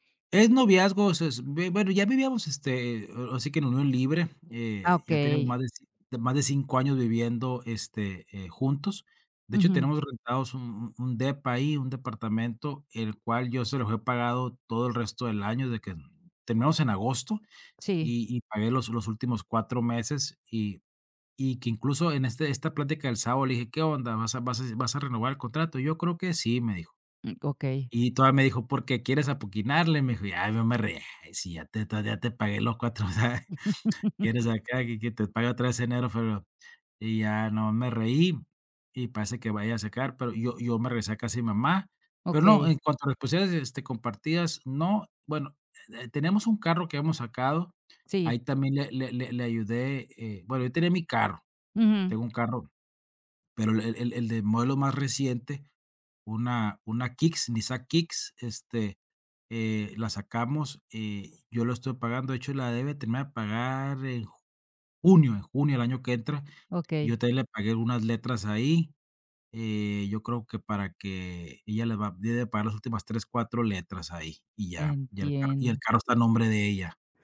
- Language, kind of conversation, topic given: Spanish, advice, ¿Cómo puedo afrontar una ruptura inesperada y sin explicación?
- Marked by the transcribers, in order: laughing while speaking: "Ah"